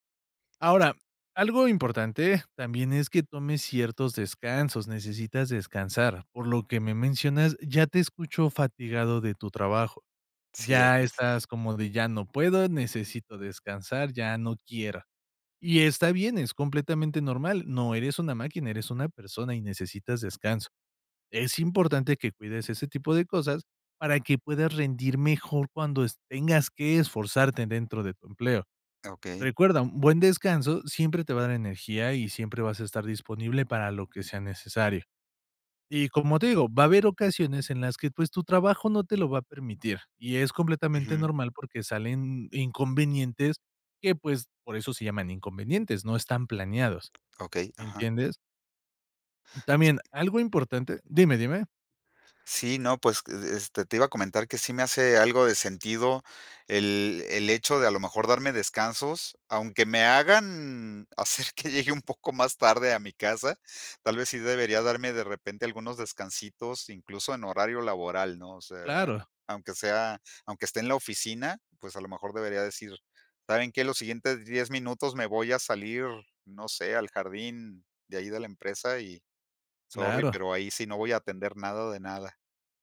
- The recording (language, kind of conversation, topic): Spanish, advice, ¿Qué te dificulta concentrarte y cumplir tus horas de trabajo previstas?
- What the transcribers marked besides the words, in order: other background noise; tapping; other noise; laughing while speaking: "hacer"